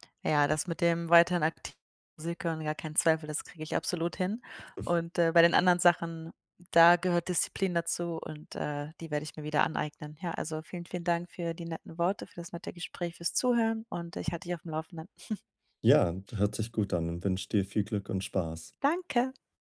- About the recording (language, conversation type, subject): German, advice, Wie finde ich Motivation, um Hobbys regelmäßig in meinen Alltag einzubauen?
- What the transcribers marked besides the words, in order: chuckle; chuckle